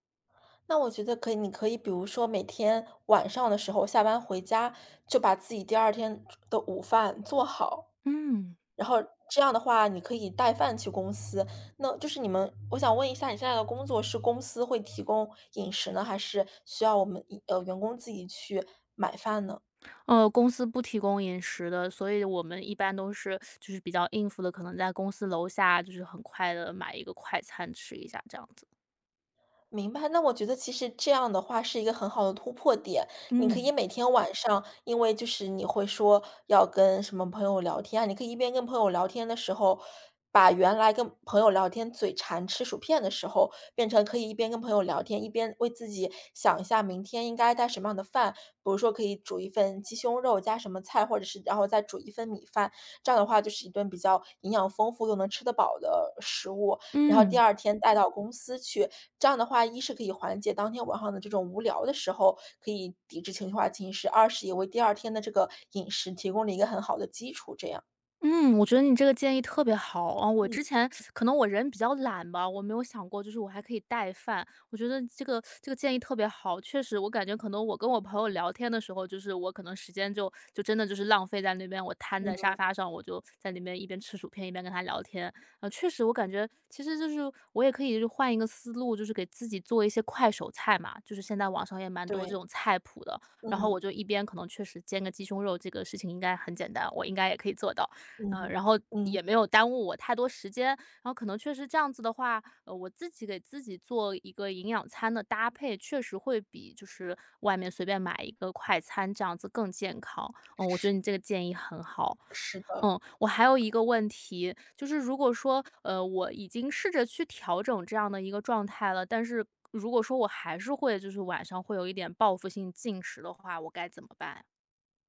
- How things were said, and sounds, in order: "侵蚀" said as "情食"; other background noise
- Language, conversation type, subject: Chinese, advice, 情绪化时想吃零食的冲动该怎么控制？